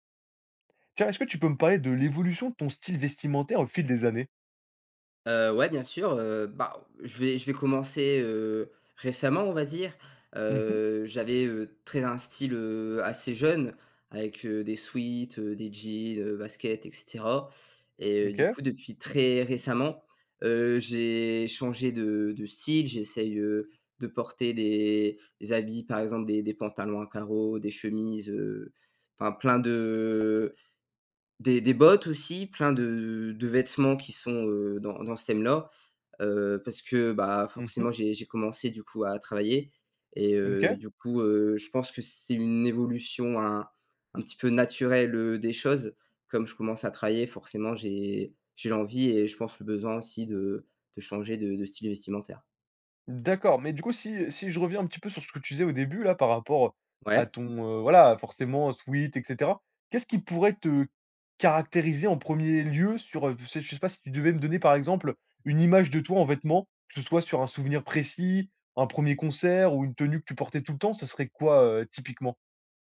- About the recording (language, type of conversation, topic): French, podcast, Comment ton style vestimentaire a-t-il évolué au fil des années ?
- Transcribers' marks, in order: none